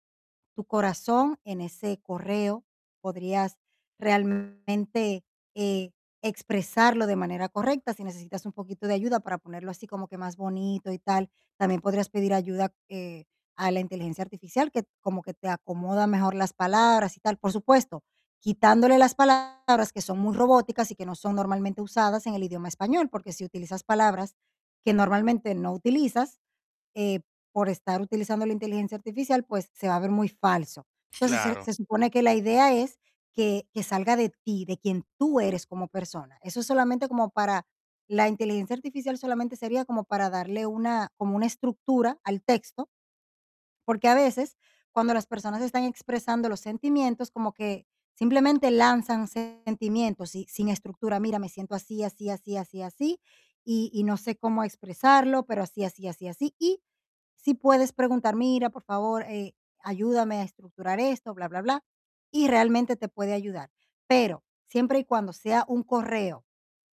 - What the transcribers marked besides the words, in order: distorted speech
- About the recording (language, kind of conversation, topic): Spanish, advice, ¿Cómo puedo reconstruir la confianza después de lastimar a alguien?